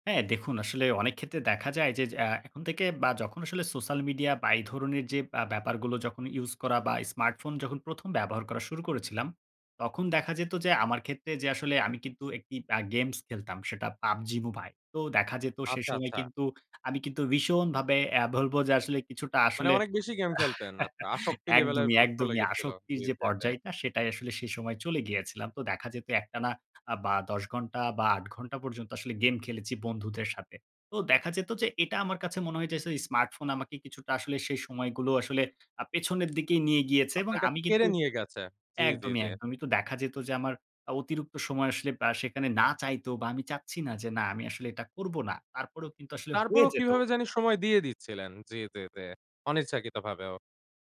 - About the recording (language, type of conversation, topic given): Bengali, podcast, স্মার্টফোন ছাড়া এক দিন আপনার কেমন কাটে?
- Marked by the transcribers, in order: laughing while speaking: "বলব যে"; chuckle; other background noise